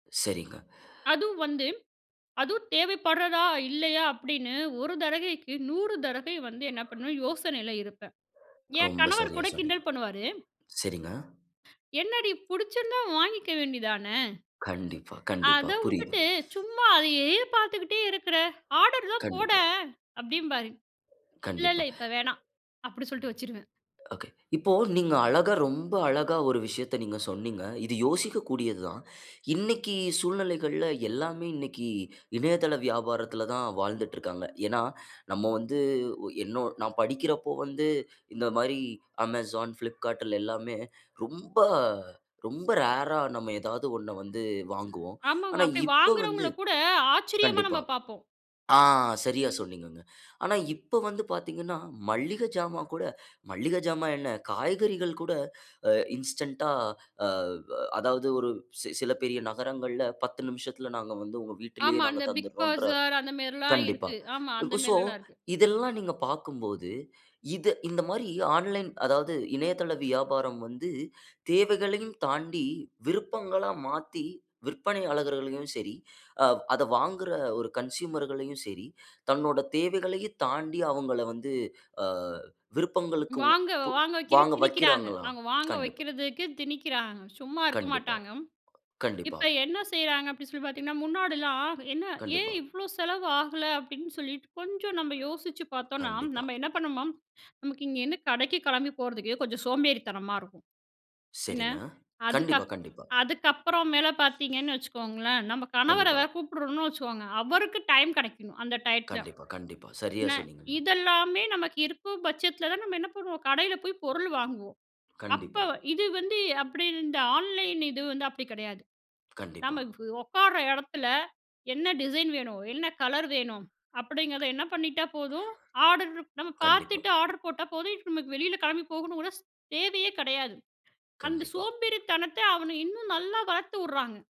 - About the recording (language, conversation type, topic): Tamil, podcast, தேவைகளையும் விருப்பங்களையும் சமநிலைப்படுத்தும்போது, நீங்கள் எதை முதலில் நிறைவேற்றுகிறீர்கள்?
- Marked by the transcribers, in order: other background noise; other noise; in English: "ஆர்டர்"; in English: "ரேர்ரா"; in English: "இன்ஸ்டன்ட்டா"; in English: "சோ"; in English: "ஆன்லைன்"; in English: "கன்சுயுமர்களையும்"; tapping; in English: "ஆன்லைன்"; in English: "ஆர்டர்"; in English: "ஆர்டர்"